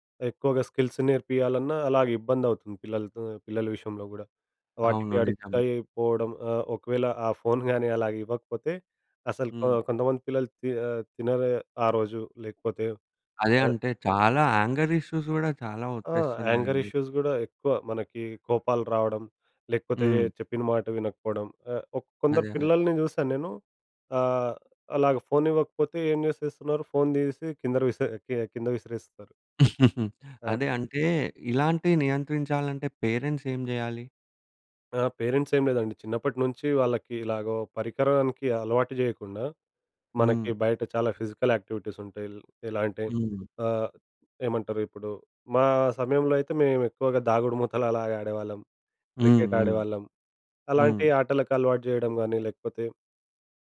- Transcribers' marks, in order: in English: "స్కిల్స్"; in English: "అడిక్ట్"; in English: "యాంగర్ ఇష్యూస్"; in English: "యాంగర్ ఇష్యూస్"; chuckle; in English: "పేరెంట్స్"; in English: "పేరెంట్స్"; in English: "ఫిజికల్ యాక్టివిటీస్"
- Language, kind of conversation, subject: Telugu, podcast, చిన్నప్పుడు మీరు చూసిన కార్టూన్లు మీ ఆలోచనలను ఎలా మార్చాయి?